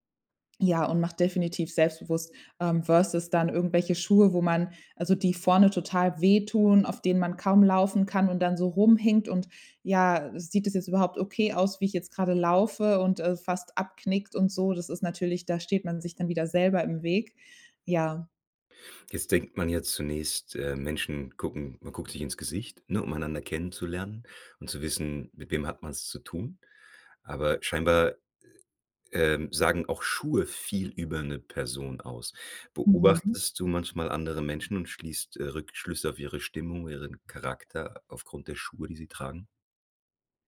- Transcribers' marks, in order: none
- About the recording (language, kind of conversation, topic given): German, podcast, Gibt es ein Kleidungsstück, das dich sofort selbstsicher macht?